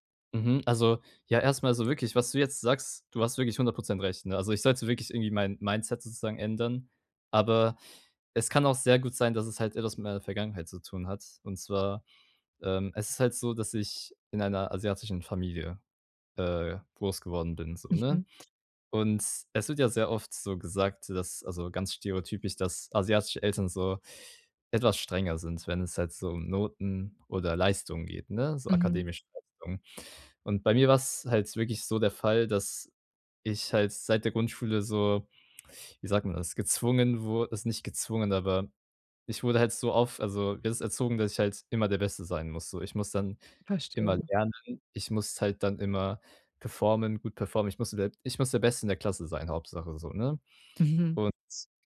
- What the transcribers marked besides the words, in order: unintelligible speech
- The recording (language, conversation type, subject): German, advice, Wie kann ich zu Hause trotz Stress besser entspannen?